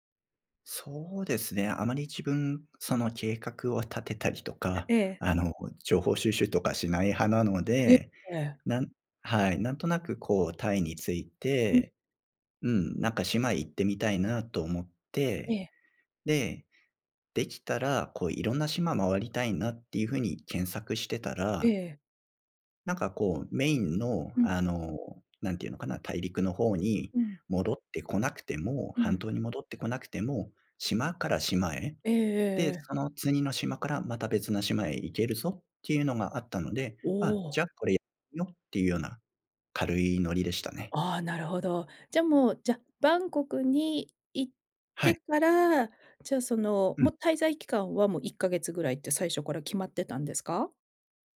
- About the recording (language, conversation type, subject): Japanese, podcast, 人生で一番忘れられない旅の話を聞かせていただけますか？
- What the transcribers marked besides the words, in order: none